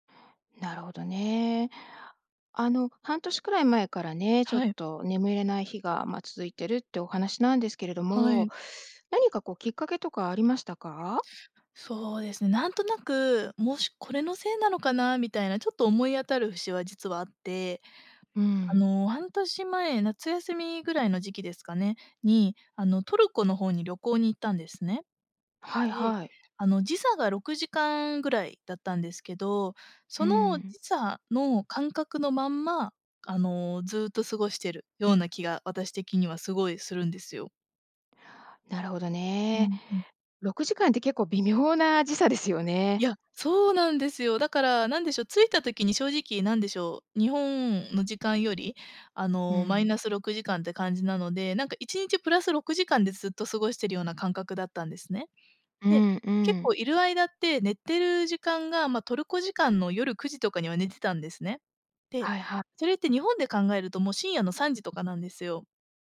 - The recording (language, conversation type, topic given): Japanese, advice, 眠れない夜が続いて日中ボーッとするのですが、どうすれば改善できますか？
- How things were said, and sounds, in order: none